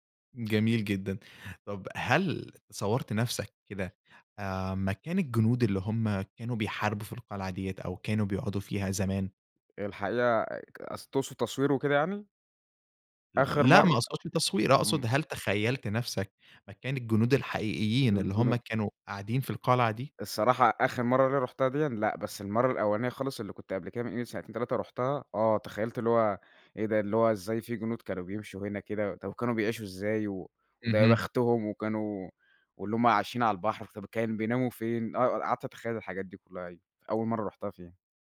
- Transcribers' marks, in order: none
- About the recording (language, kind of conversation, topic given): Arabic, podcast, إيه أجمل مدينة زرتها وليه حبيتها؟